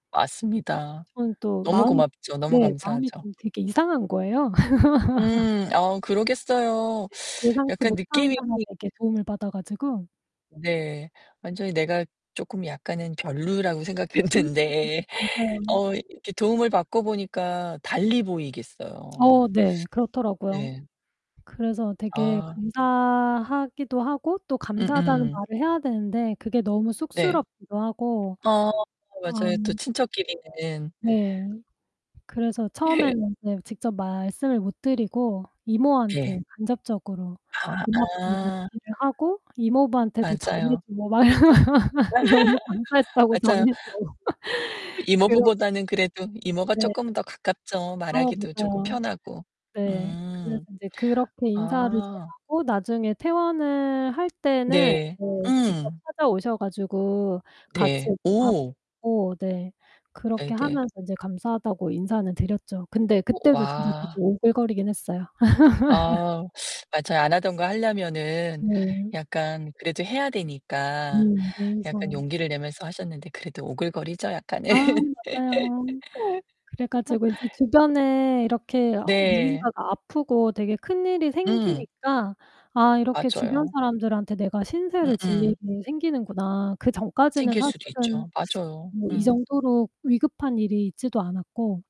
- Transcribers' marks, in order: distorted speech; other background noise; static; laugh; teeth sucking; laughing while speaking: "생각했는데"; drawn out: "감사하기도"; tapping; laughing while speaking: "예"; laugh; laughing while speaking: "너무 감사했다고 전해 줘"; laugh; giggle; teeth sucking
- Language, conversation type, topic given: Korean, podcast, 그때 주변 사람들은 어떤 힘이 되어주었나요?